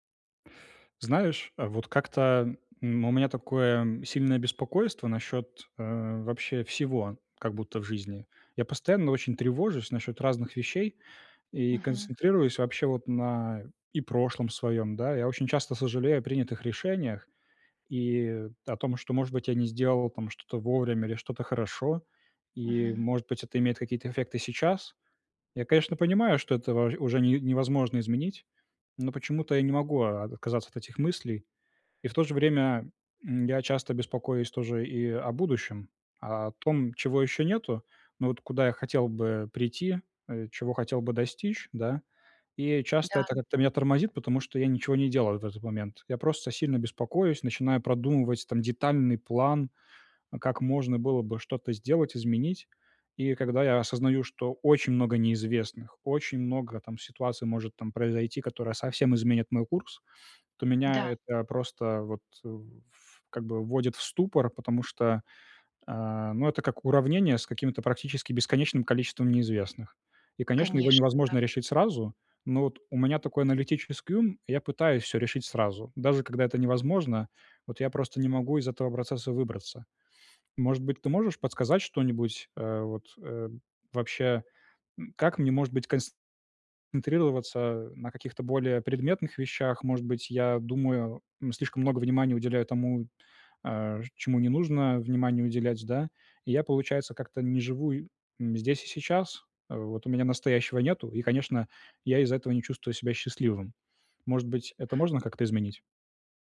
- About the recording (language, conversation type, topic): Russian, advice, Как мне сосредоточиться на том, что я могу изменить, а не на тревожных мыслях?
- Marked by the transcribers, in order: none